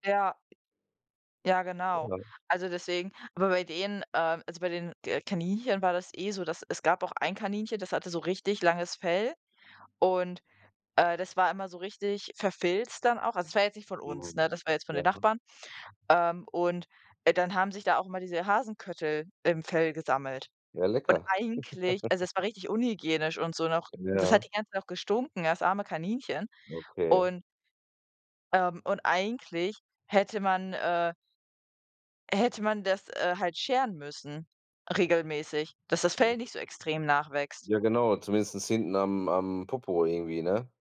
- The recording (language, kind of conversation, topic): German, unstructured, Was ärgert dich am meisten, wenn jemand Tiere schlecht behandelt?
- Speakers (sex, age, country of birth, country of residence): female, 25-29, Germany, Germany; male, 35-39, Germany, Germany
- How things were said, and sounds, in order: chuckle; "zumindest" said as "zumindestens"